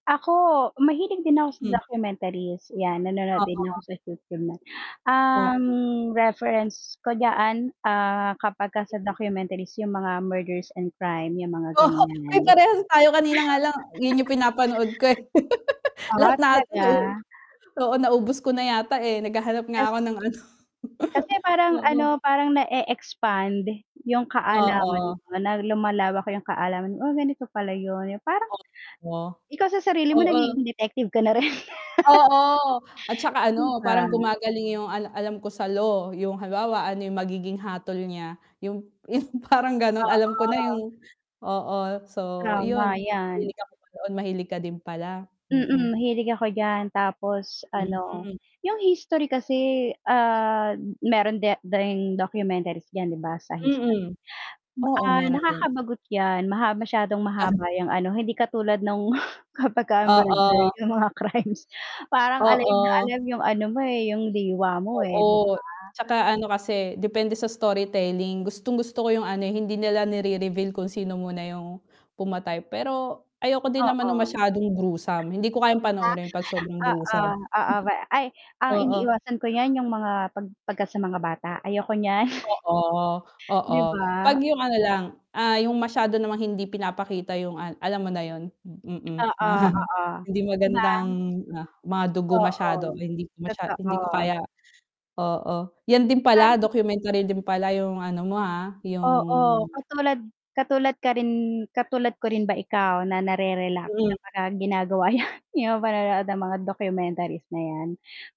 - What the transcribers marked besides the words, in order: mechanical hum; distorted speech; laughing while speaking: "Oo ay parehas tayo kanina nga lang"; chuckle; laugh; chuckle; wind; chuckle; laughing while speaking: "yung"; "ding" said as "dring"; chuckle; laughing while speaking: "crimes"; in English: "gruesome"; in English: "gruesome"; scoff; chuckle; tongue click; laughing while speaking: "mga"; static; chuckle
- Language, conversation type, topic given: Filipino, unstructured, Ano ang hilig mong gawin kapag may libreng oras ka?